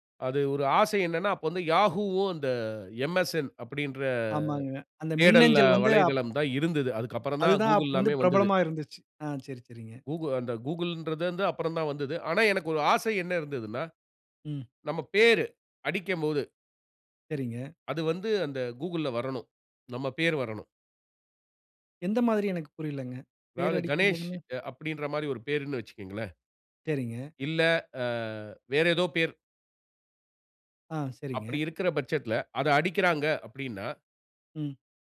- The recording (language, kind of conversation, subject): Tamil, podcast, நீண்டகால தொழில் இலக்கு என்ன?
- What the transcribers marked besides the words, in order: none